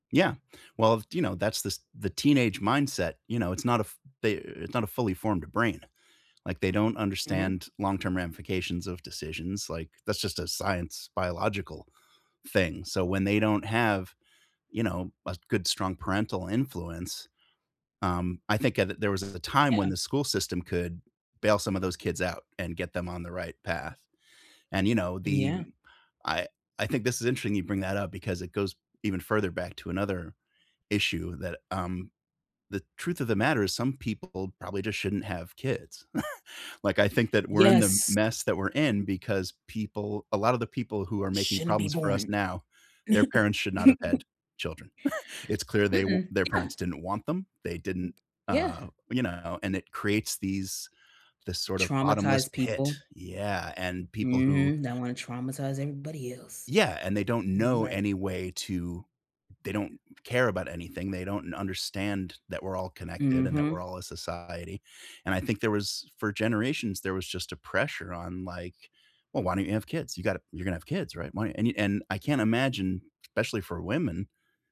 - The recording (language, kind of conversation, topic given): English, unstructured, What causes political divisions?
- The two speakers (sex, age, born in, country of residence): female, 30-34, United States, United States; male, 50-54, United States, United States
- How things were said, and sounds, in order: chuckle; laugh; chuckle; other background noise